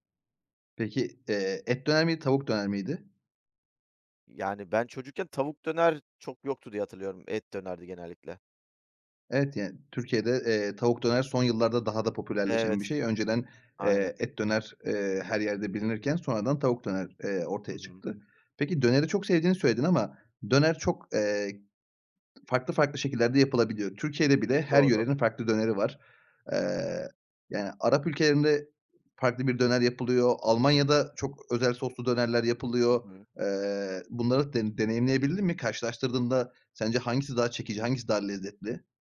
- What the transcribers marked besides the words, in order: tapping
- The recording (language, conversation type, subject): Turkish, podcast, Çocukluğundaki en unutulmaz yemek anını anlatır mısın?